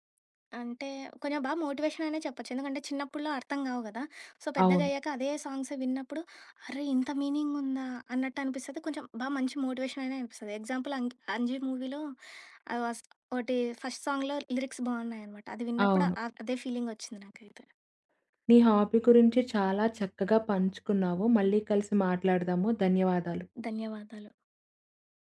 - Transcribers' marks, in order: in English: "సో"; in English: "సాంగ్స్"; in English: "ఎగ్జాంపుల్"; in English: "మూవీలో"; tapping; in English: "ఫస్ట్ సాంగ్‌లో లిరిక్స్"; in English: "హాబీ"
- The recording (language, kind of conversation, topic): Telugu, podcast, పాత హాబీతో మళ్లీ మమేకమయ్యేటప్పుడు సాధారణంగా ఎదురయ్యే సవాళ్లు ఏమిటి?